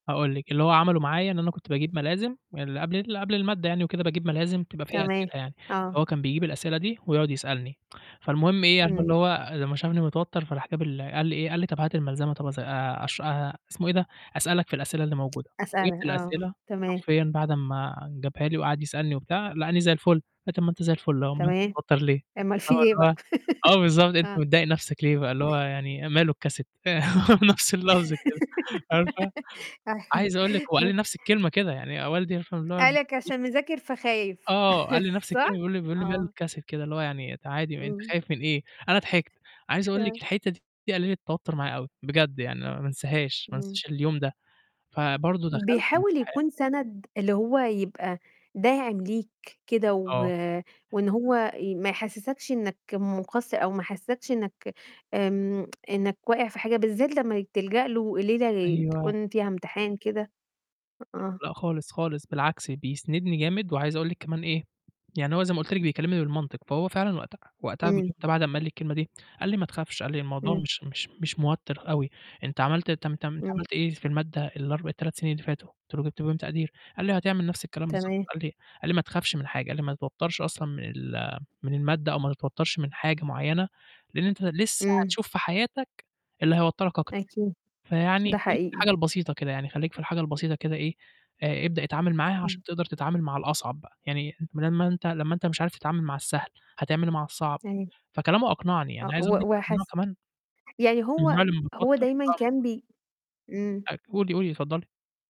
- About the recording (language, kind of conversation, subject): Arabic, podcast, بتلجأ لمين أول ما تتوتر، وليه؟
- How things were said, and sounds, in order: static; tsk; tsk; distorted speech; laugh; chuckle; in English: "الcassette"; giggle; laugh; laughing while speaking: "أيوه"; laugh; chuckle; in English: "الcassette"; other noise; unintelligible speech; tsk; mechanical hum; unintelligible speech; unintelligible speech